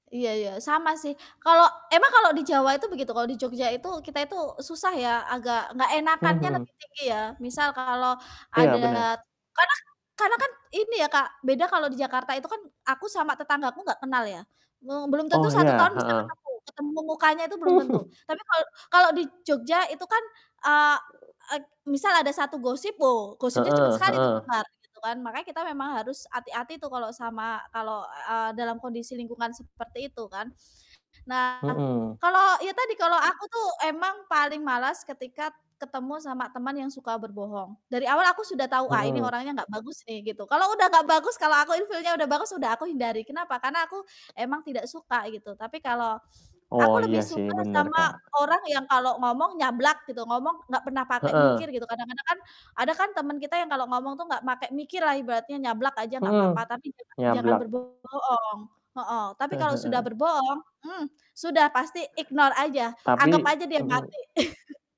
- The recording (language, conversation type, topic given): Indonesian, unstructured, Bagaimana cara kamu mengatasi rasa marah saat tahu temanmu berbohong kepadamu?
- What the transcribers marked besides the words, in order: fan; distorted speech; tapping; other background noise; chuckle; in English: "in feel-nya"; in English: "ignore"; chuckle